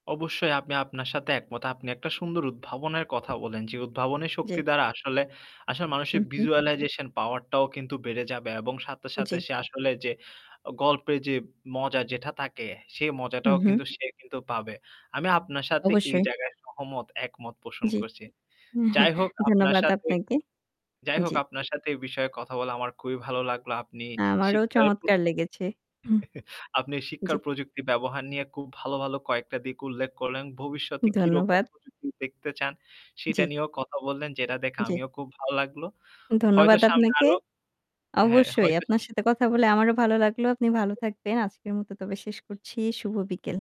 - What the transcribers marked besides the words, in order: static; in English: "visualization power"; chuckle; chuckle; "খুব" said as "কুব"; unintelligible speech; other background noise
- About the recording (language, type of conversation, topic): Bengali, unstructured, শিক্ষায় প্রযুক্তি ব্যবহারের সবচেয়ে মজার দিকটি আপনি কী মনে করেন?